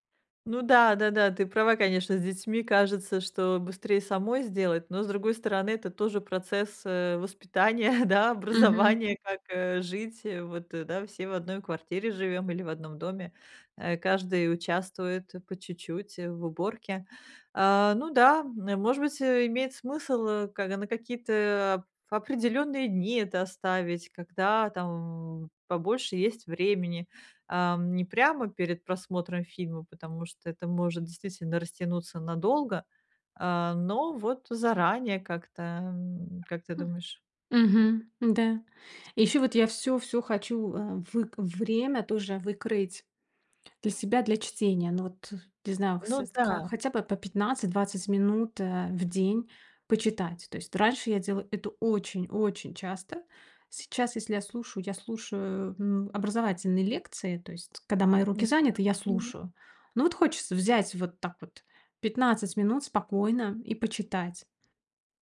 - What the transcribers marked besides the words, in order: chuckle
- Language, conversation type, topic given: Russian, advice, Как организовать домашние дела, чтобы они не мешали отдыху и просмотру фильмов?